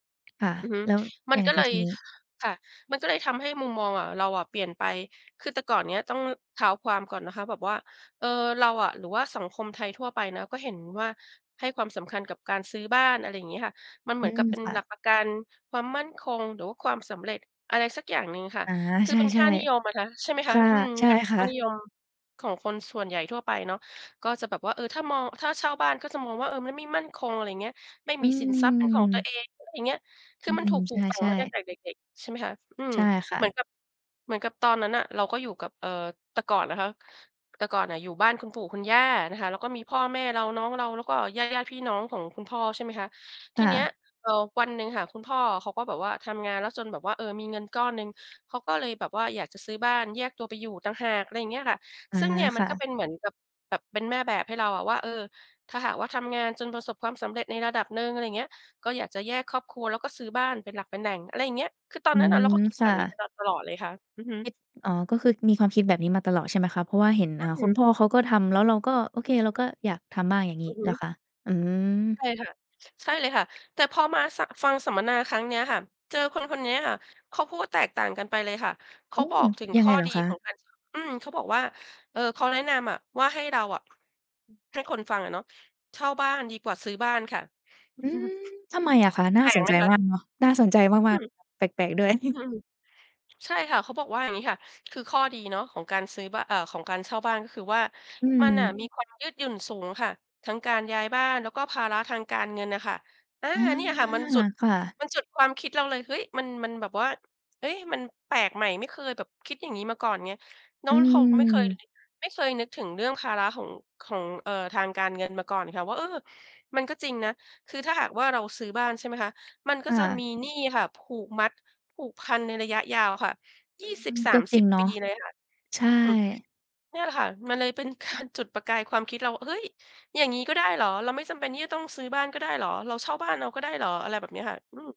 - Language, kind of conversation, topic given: Thai, podcast, เคยมีคนคนหนึ่งที่ทำให้คุณเปลี่ยนมุมมองหรือความคิดไปไหม?
- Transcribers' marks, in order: laughing while speaking: "ใช่ ๆ"; chuckle; chuckle; laughing while speaking: "การ"